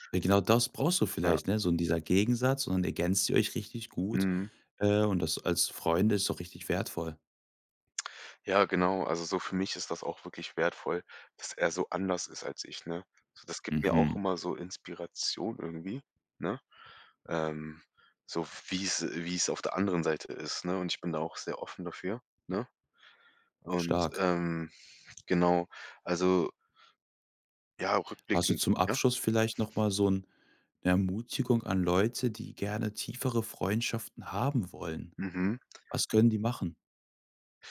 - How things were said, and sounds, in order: none
- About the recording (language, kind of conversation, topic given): German, podcast, Welche Freundschaft ist mit den Jahren stärker geworden?